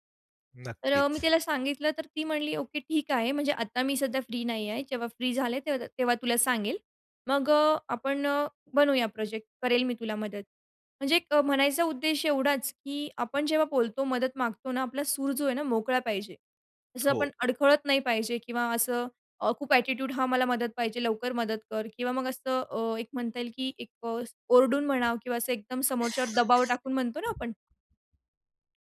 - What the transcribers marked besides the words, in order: tapping; other background noise; in English: "ॲटिट्यूड"; unintelligible speech; cough
- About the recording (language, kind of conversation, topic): Marathi, podcast, एखाद्याकडून मदत मागायची असेल, तर तुम्ही विनंती कशी करता?